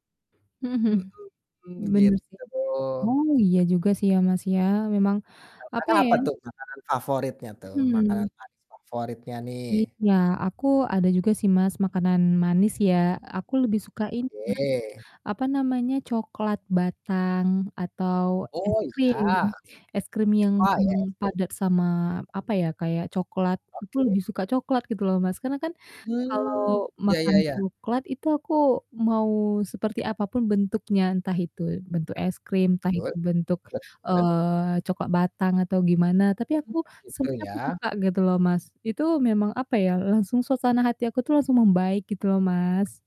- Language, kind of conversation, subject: Indonesian, unstructured, Apa makanan manis favorit yang selalu membuat suasana hati ceria?
- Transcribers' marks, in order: distorted speech